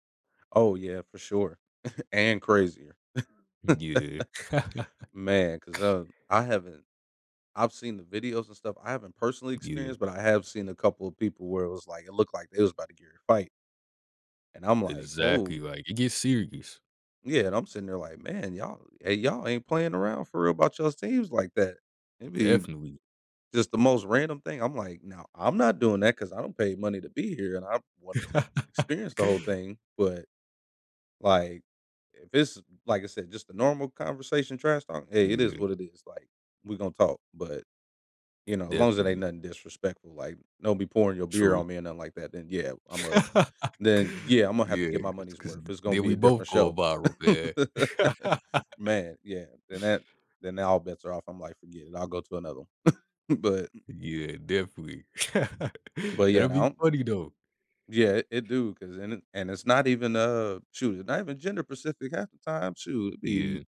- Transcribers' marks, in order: chuckle; laugh; laugh; other background noise; laugh; laugh; laugh; laugh; "gender-specific" said as "gender-pecific"
- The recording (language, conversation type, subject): English, unstructured, What makes a live event more appealing to you—a sports game or a concert?
- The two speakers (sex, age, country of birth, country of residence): male, 20-24, United States, United States; male, 35-39, United States, United States